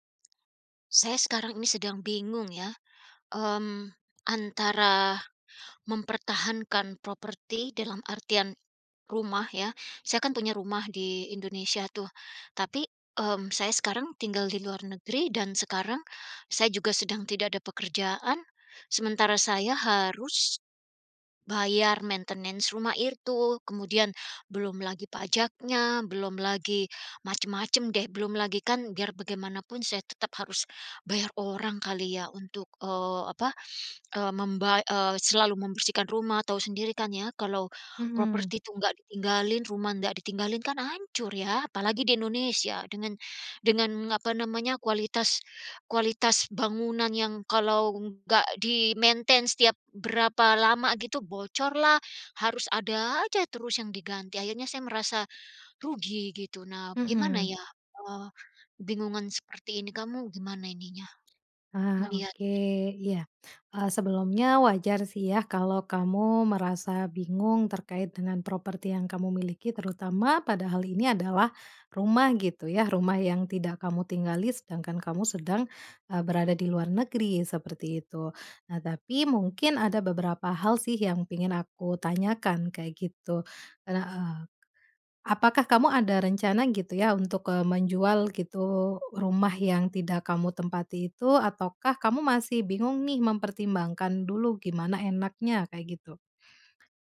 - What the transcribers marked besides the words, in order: in English: "maintenance"; "itu" said as "irtu"; in English: "maintenance"
- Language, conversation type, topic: Indonesian, advice, Apakah Anda sedang mempertimbangkan untuk menjual rumah agar bisa hidup lebih sederhana, atau memilih mempertahankan properti tersebut?